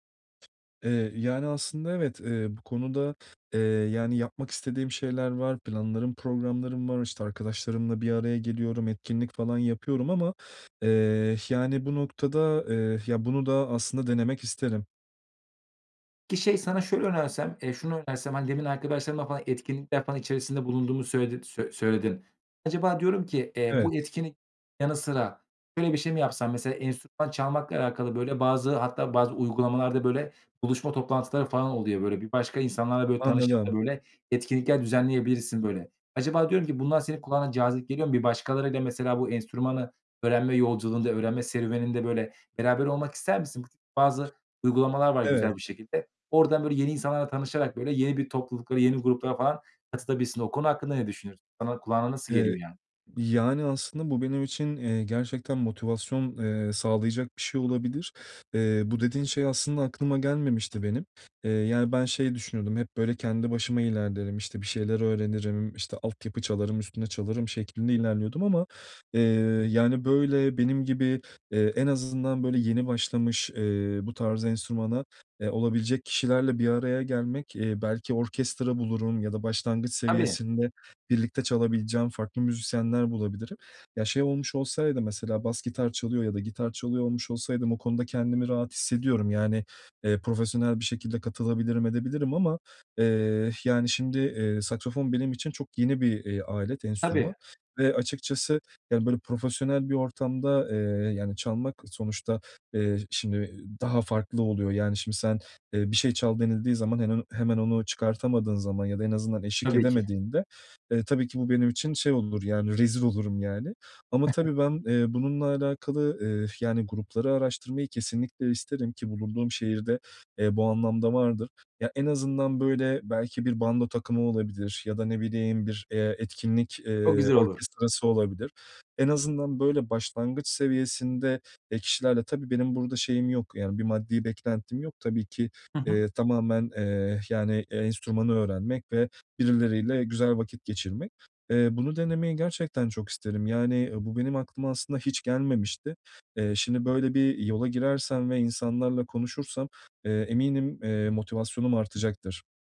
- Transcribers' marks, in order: other background noise; other noise; chuckle
- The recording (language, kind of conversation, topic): Turkish, advice, Tutkuma daha fazla zaman ve öncelik nasıl ayırabilirim?
- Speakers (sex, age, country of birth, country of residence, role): male, 25-29, Turkey, Bulgaria, advisor; male, 30-34, Turkey, Portugal, user